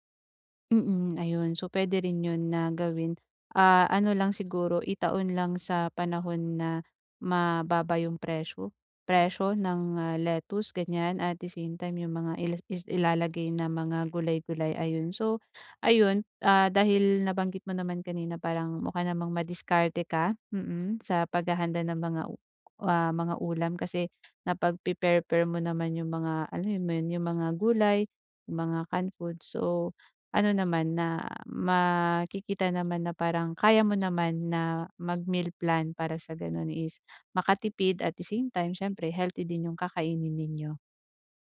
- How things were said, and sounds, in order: bird; tapping
- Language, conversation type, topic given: Filipino, advice, Paano ako makakaplano ng masustansiya at abot-kayang pagkain araw-araw?